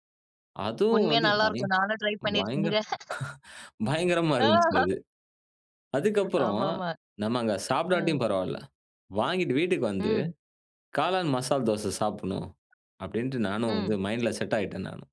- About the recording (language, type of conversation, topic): Tamil, podcast, பழைய ஊரின் சாலை உணவு சுவை நினைவுகள்
- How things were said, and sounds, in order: laugh; laugh; laughing while speaking: "ஆஹா"; tapping; in English: "மைண்ட்ல"; other noise